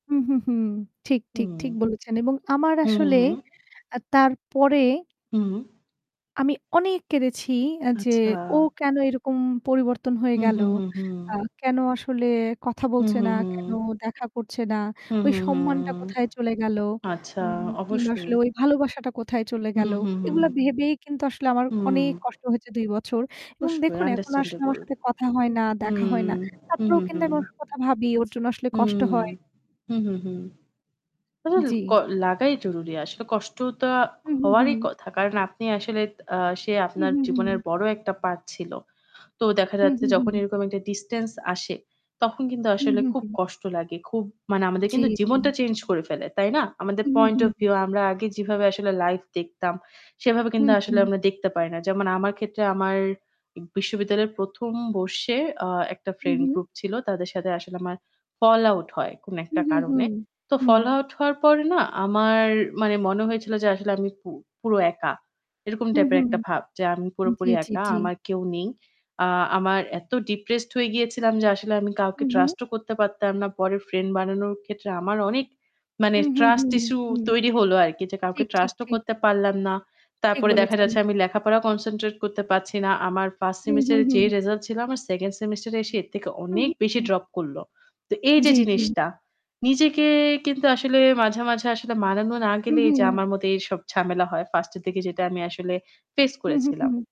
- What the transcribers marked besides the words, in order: static; in English: "আন্ডারস্ট্যান্ডেবল"
- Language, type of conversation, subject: Bengali, unstructured, আপনি জীবনে সবচেয়ে বড় শিক্ষা কী পেয়েছেন?